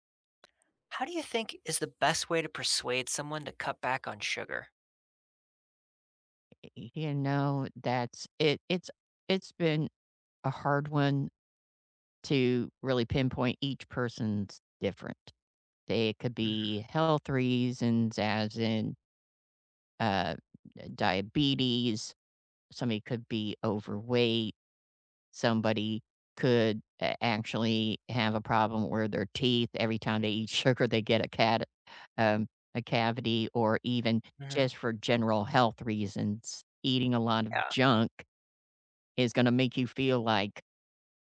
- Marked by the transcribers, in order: none
- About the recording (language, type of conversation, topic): English, unstructured, How can you persuade someone to cut back on sugar?